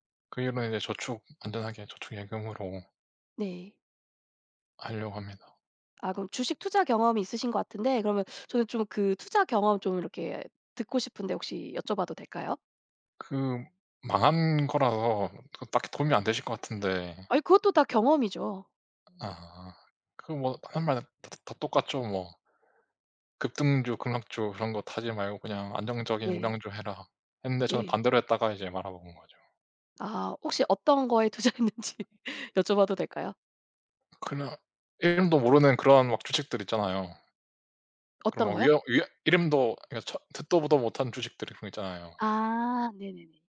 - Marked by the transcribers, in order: laughing while speaking: "투자했는지"; other background noise
- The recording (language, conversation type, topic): Korean, unstructured, 돈에 관해 가장 놀라운 사실은 무엇인가요?